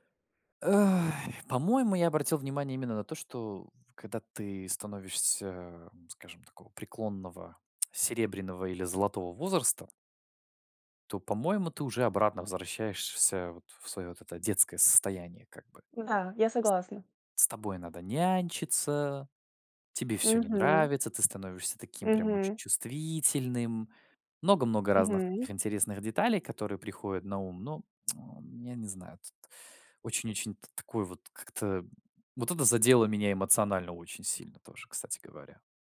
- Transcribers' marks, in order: drawn out: "Ай"; tsk; drawn out: "нянчиться"; drawn out: "чувствительным"; lip smack
- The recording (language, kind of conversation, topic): Russian, podcast, Какой рабочий опыт сильно тебя изменил?